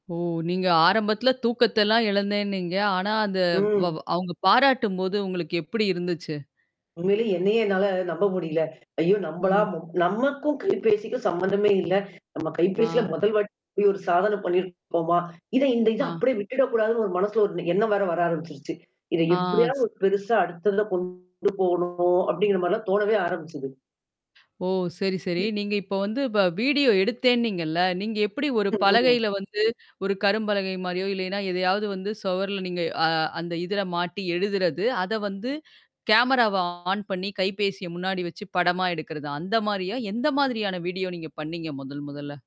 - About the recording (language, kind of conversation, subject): Tamil, podcast, வீடியோ தொகுப்பை கற்க நீங்கள் எடுத்த முதல் படி என்ன?
- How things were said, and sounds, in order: mechanical hum; distorted speech; other noise; in English: "கேமராவ ஆன்"